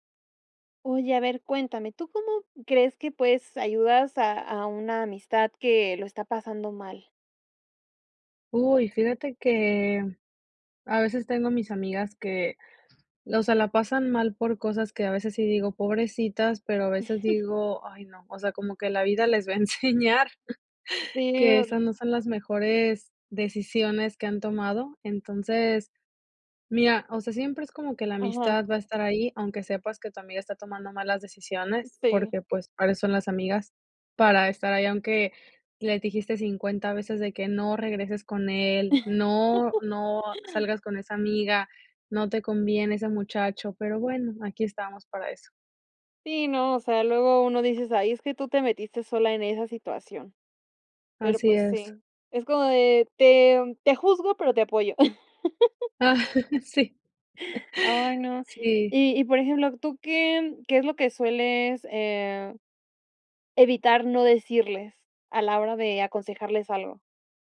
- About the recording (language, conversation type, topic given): Spanish, podcast, ¿Cómo ayudas a un amigo que está pasándolo mal?
- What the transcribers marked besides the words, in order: laugh; laughing while speaking: "va a enseñar"; laugh; laugh; laughing while speaking: "Ah, Sí"; laugh